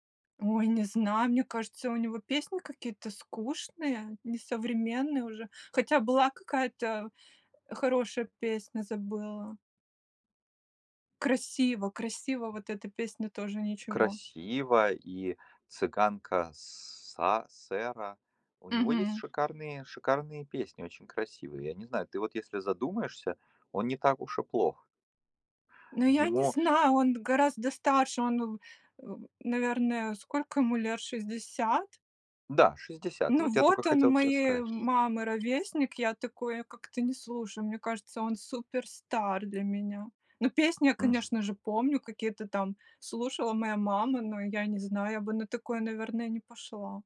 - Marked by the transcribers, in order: background speech; other background noise
- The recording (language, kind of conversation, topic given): Russian, podcast, Какая у тебя любимая песня всех времён?